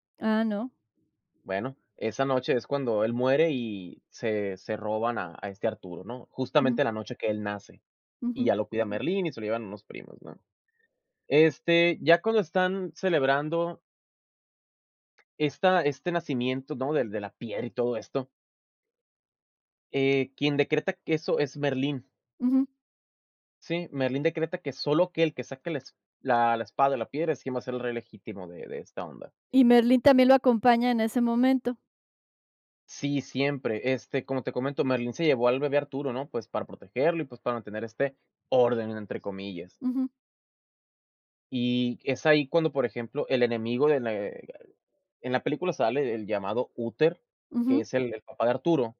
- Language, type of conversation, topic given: Spanish, podcast, ¿Cuál es una película que te marcó y qué la hace especial?
- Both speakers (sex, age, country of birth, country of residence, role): female, 60-64, Mexico, Mexico, host; male, 25-29, Mexico, Mexico, guest
- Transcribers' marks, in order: other background noise; tapping